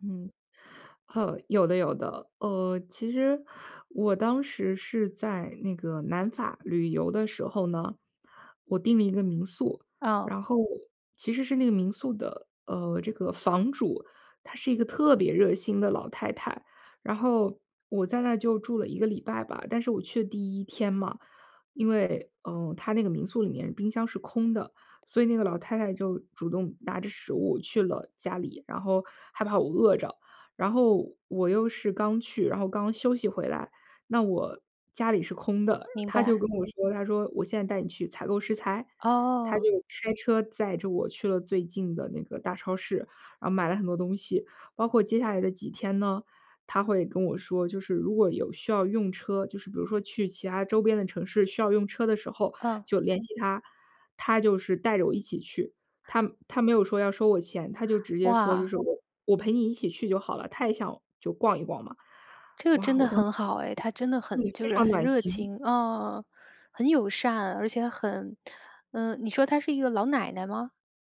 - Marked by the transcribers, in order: other background noise; unintelligible speech
- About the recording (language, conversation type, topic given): Chinese, podcast, 在旅行中，你有没有遇到过陌生人伸出援手的经历？